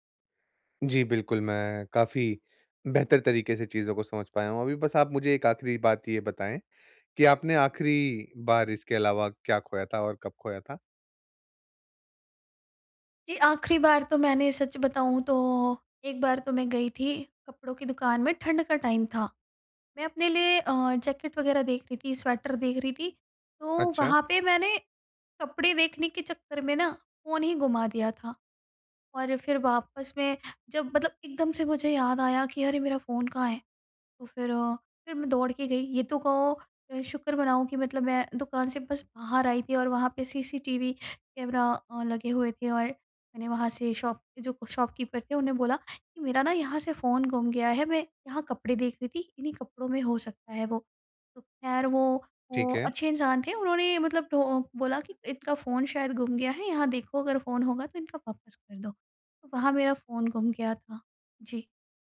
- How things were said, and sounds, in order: in English: "टाइम"; in English: "शॉप"; in English: "शॉपकीपर"
- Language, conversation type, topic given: Hindi, advice, गलती की जिम्मेदारी लेकर माफी कैसे माँगूँ और सुधार कैसे करूँ?
- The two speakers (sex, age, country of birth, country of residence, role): female, 35-39, India, India, user; male, 25-29, India, India, advisor